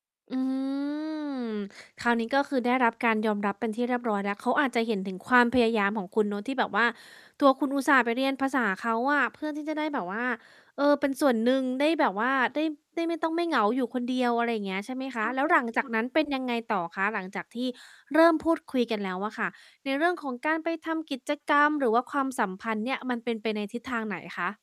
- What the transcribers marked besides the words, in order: drawn out: "อืม"; tapping; static; distorted speech; background speech
- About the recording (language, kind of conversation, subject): Thai, podcast, คุณมีวิธีเข้าร่วมกลุ่มใหม่อย่างไรโดยยังคงความเป็นตัวเองไว้ได้?